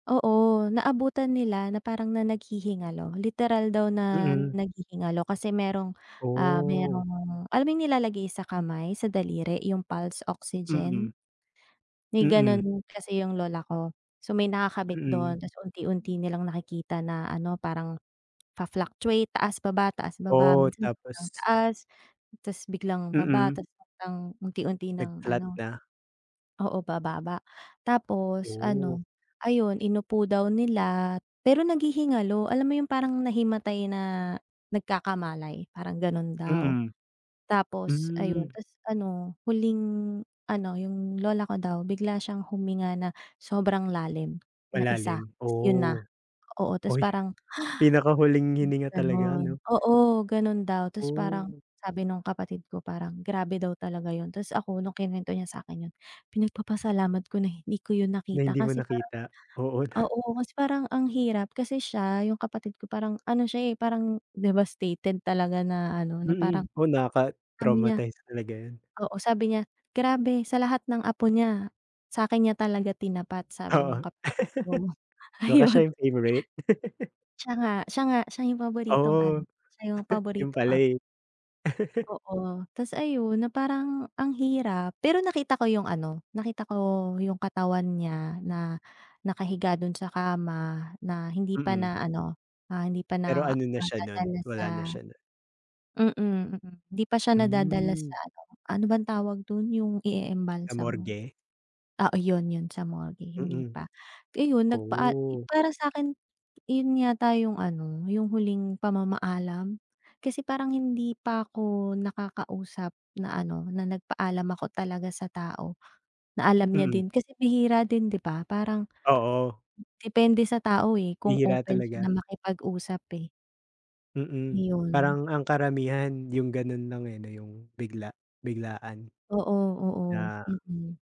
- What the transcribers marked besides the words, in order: in English: "pulse oxygen?"; tapping; breath; in English: "devastated"; laugh; laughing while speaking: "ayon"; laugh; chuckle; laugh; other background noise
- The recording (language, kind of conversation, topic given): Filipino, unstructured, Paano mo tinutulungan ang sarili mong harapin ang panghuling paalam?